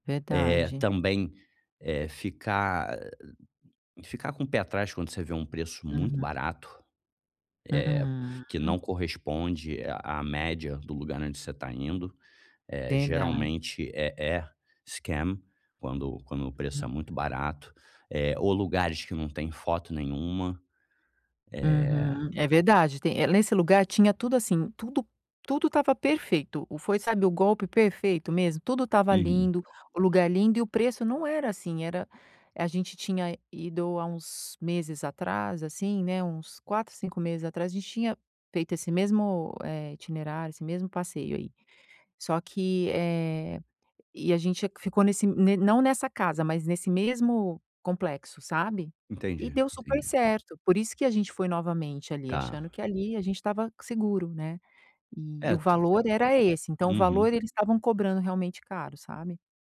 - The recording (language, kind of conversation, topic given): Portuguese, advice, Como posso reduzir o estresse e lidar com imprevistos durante viagens?
- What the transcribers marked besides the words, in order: in English: "scam"; tapping